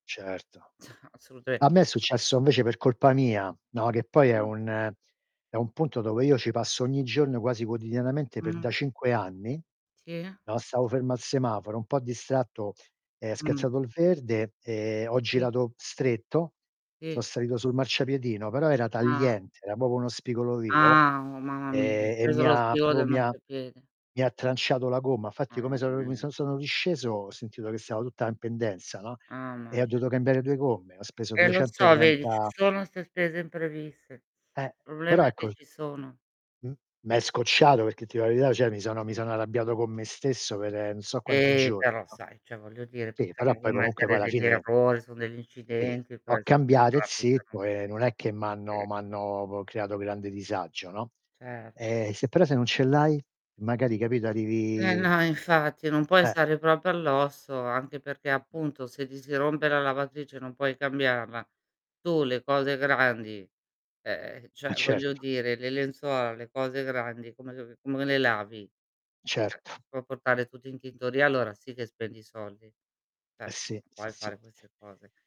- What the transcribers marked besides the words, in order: other background noise; chuckle; distorted speech; "scattato" said as "schiazzato"; "proprio" said as "popo"; static; "proprio" said as "propo"; "Mamma" said as "amma"; tapping; "dico" said as "dio"; "cioè" said as "ceh"; "cioè" said as "ceh"; "proprio" said as "propo"; other noise; "cioè" said as "ceh"; unintelligible speech; "Cioè" said as "ceh"; "cioè" said as "ceh"
- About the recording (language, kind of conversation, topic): Italian, unstructured, Come pensi che il denaro influenzi la felicità delle persone?